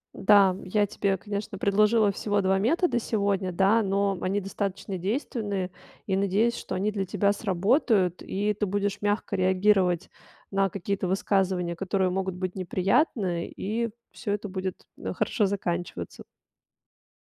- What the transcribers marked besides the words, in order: none
- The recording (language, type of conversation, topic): Russian, advice, Как мне оставаться уверенным, когда люди критикуют мою работу или решения?
- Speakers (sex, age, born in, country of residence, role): female, 40-44, Russia, Italy, advisor; female, 40-44, Russia, United States, user